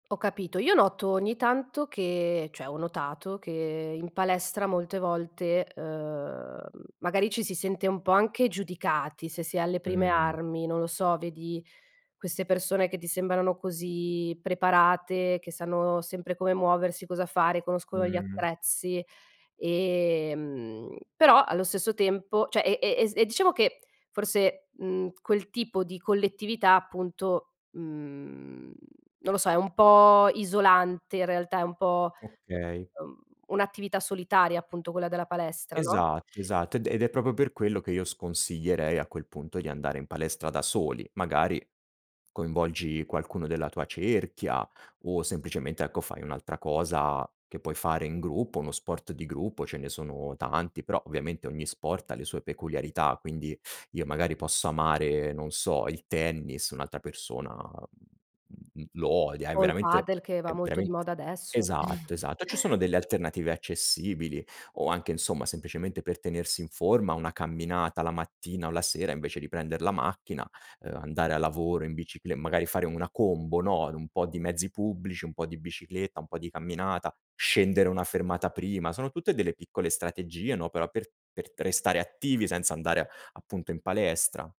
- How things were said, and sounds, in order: "cioè" said as "ceh"; "proprio" said as "propo"; chuckle; "restare" said as "trestare"
- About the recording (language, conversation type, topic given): Italian, podcast, Come fai a restare attivo senza andare in palestra?